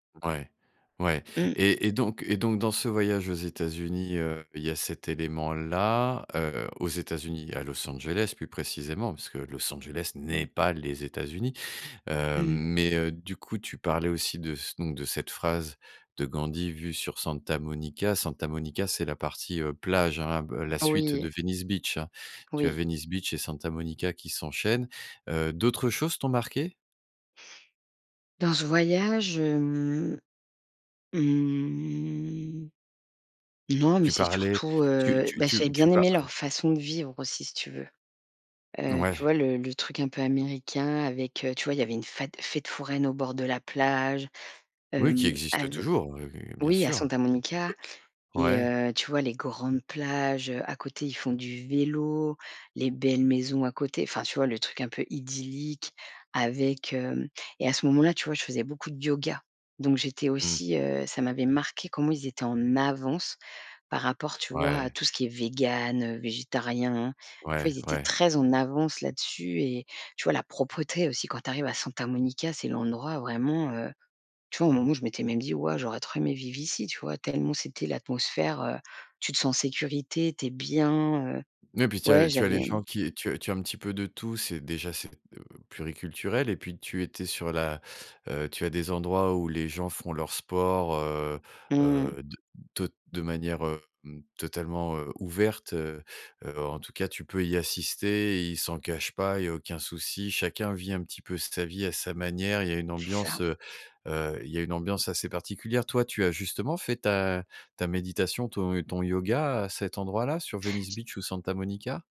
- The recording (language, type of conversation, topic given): French, podcast, Quel voyage a changé ta façon de voir le monde ?
- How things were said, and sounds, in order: stressed: "n'est"; drawn out: "mmh"; other background noise; stressed: "vélo"; stressed: "marquée"; stressed: "avance"; stressed: "très"; stressed: "bien"; tapping